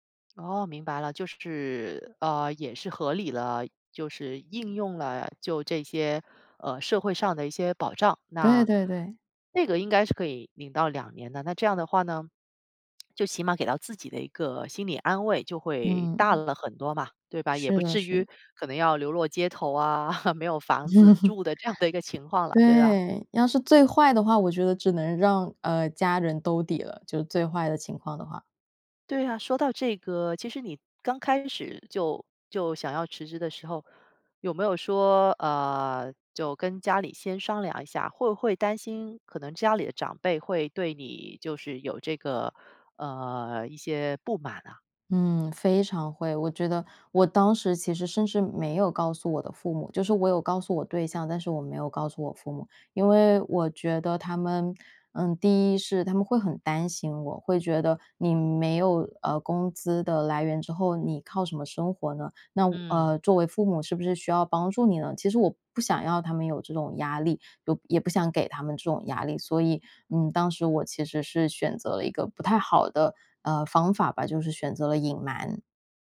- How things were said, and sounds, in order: lip smack; chuckle; laughing while speaking: "这样的"; chuckle
- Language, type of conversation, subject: Chinese, podcast, 转行时如何处理经济压力？